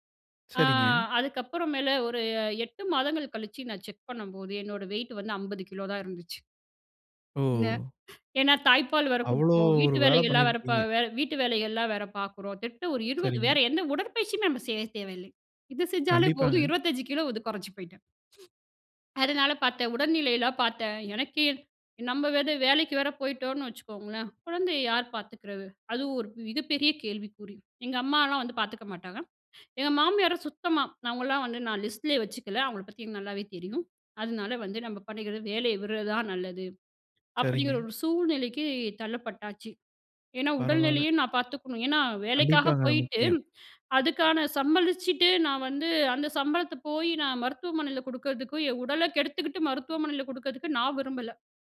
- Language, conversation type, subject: Tamil, podcast, ஒரு குழந்தை பிறந்த பிறகு வாழ்க்கை எப்படி மாறியது?
- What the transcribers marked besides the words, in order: other background noise; other noise